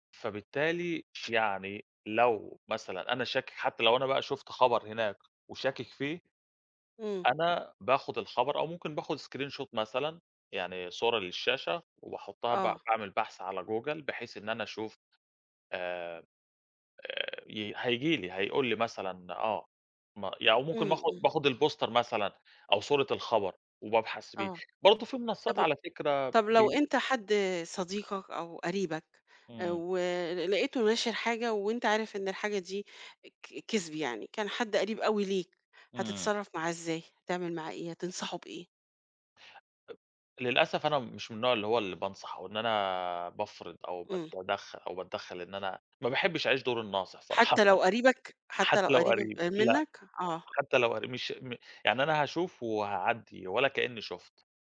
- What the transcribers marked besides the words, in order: other background noise; in English: "screenshot"; "باخُد-" said as "ماخُد"; in English: "البوستر"; other noise; laughing while speaking: "صراحًة"
- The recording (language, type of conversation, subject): Arabic, podcast, إزاي بتتعامل مع الأخبار الكدابة على الإنترنت؟